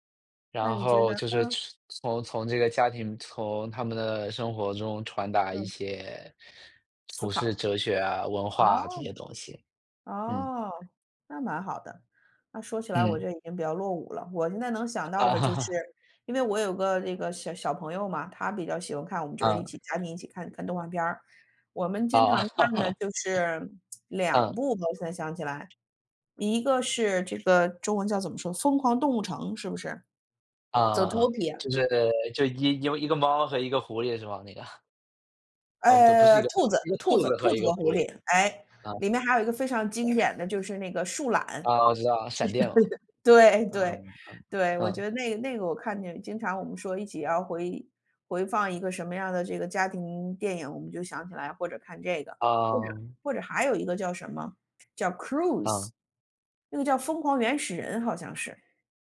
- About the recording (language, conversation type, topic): Chinese, unstructured, 你最喜欢哪一部电影？为什么？
- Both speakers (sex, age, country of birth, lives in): female, 45-49, China, United States; male, 25-29, China, Netherlands
- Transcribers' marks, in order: laugh; other background noise; laugh; laughing while speaking: "个"; background speech; chuckle